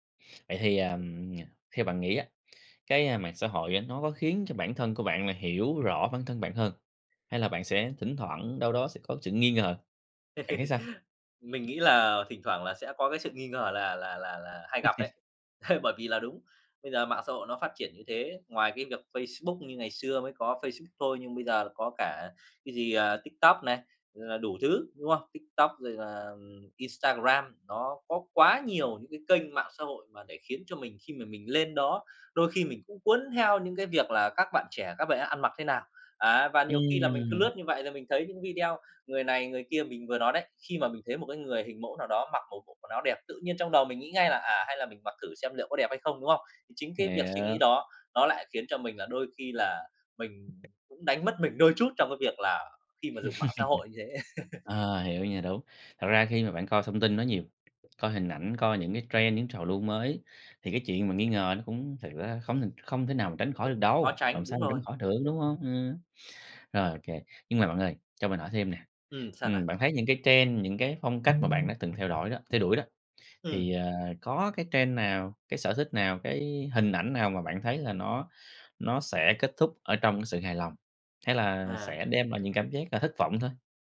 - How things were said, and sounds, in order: tapping; laugh; other background noise; laugh; laugh; in English: "trend"; in English: "trend"; in English: "trend"
- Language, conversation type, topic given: Vietnamese, podcast, Mạng xã hội thay đổi cách bạn ăn mặc như thế nào?